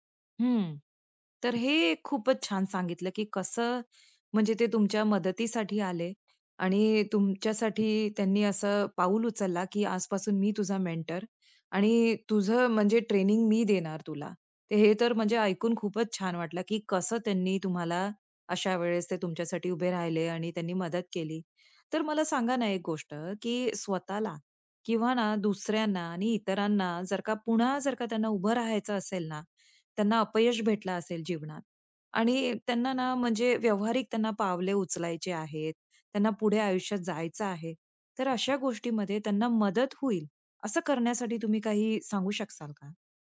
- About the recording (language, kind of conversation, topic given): Marathi, podcast, कामातील अपयशांच्या अनुभवांनी तुमची स्वतःची ओळख कशी बदलली?
- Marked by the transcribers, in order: in English: "मेंटर"; in English: "ट्रेनिंग"